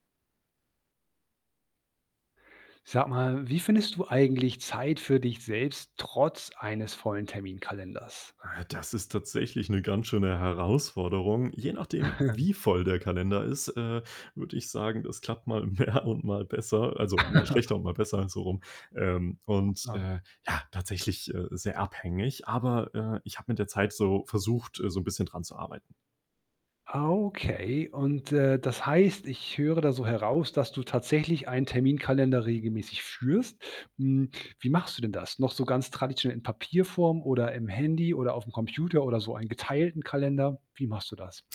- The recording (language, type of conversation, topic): German, podcast, Wie findest du trotz eines vollen Terminkalenders Zeit für dich?
- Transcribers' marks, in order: other background noise; chuckle; laughing while speaking: "mehr"; laugh; distorted speech